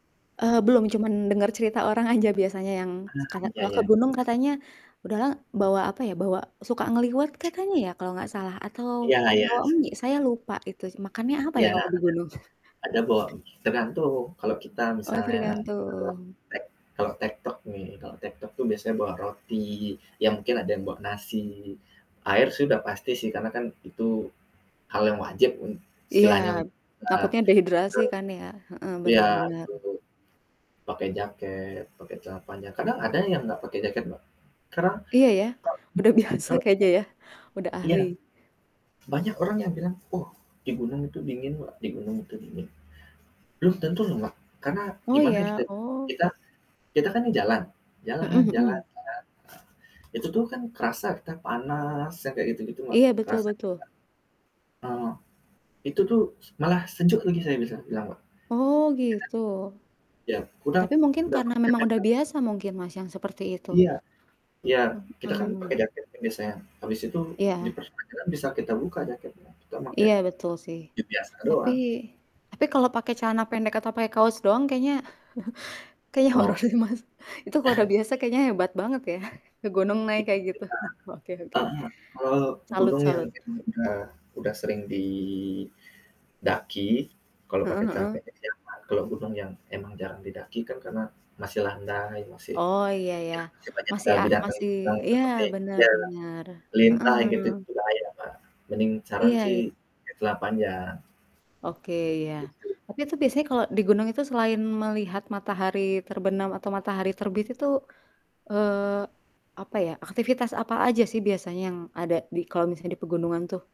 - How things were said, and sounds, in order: distorted speech; other background noise; static; chuckle; tapping; laughing while speaking: "biasa"; unintelligible speech; chuckle; laughing while speaking: "horror sih Mas"; cough; laughing while speaking: "ya"; chuckle
- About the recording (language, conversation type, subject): Indonesian, unstructured, Anda lebih memilih liburan ke pantai atau ke pegunungan?